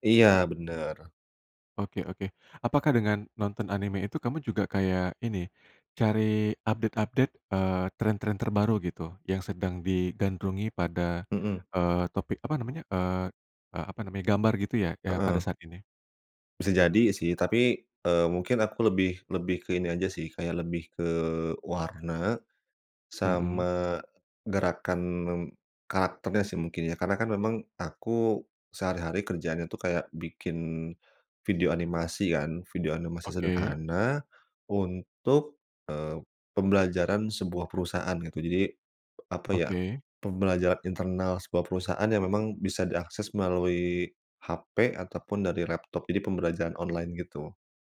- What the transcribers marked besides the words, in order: other background noise; in English: "update-update"; tapping
- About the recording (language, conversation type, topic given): Indonesian, podcast, Apa kebiasaan sehari-hari yang membantu kreativitas Anda?